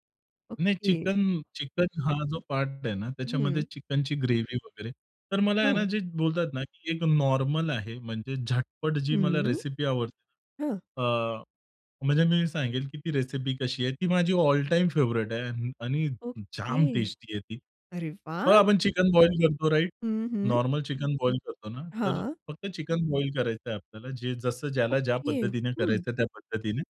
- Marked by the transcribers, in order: other background noise; in English: "फेव्हरेइट"
- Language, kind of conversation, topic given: Marathi, podcast, स्वयंपाक करायला तुम्हाला काय आवडते?